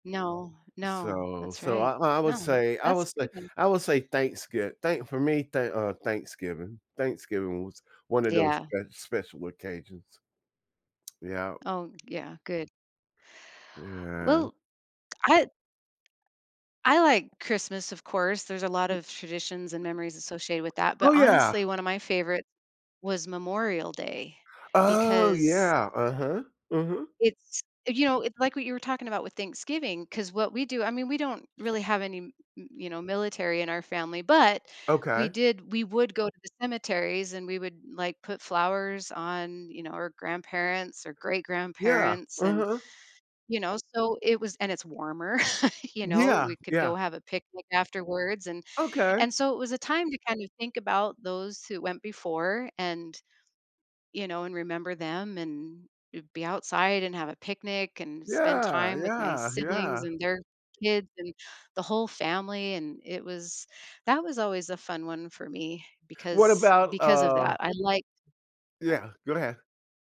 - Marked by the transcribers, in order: tapping; other noise; other background noise; stressed: "but"; chuckle
- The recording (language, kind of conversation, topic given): English, unstructured, What family traditions or celebrations have had the biggest impact on you?
- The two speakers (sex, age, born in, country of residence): female, 45-49, United States, United States; male, 65-69, United States, United States